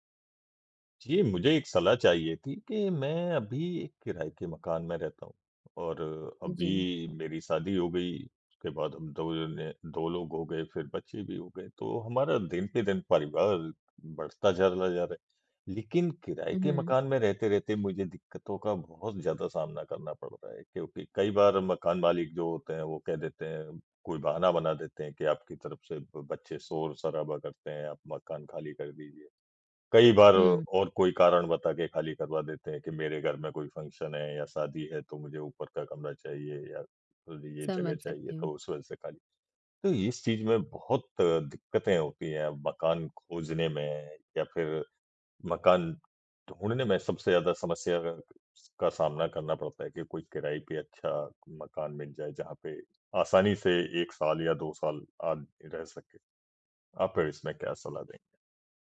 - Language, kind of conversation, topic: Hindi, advice, मकान ढूँढ़ने या उसे किराये पर देने/बेचने में आपको किन-किन परेशानियों का सामना करना पड़ता है?
- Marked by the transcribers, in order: in English: "फ़ंक्शन"; other noise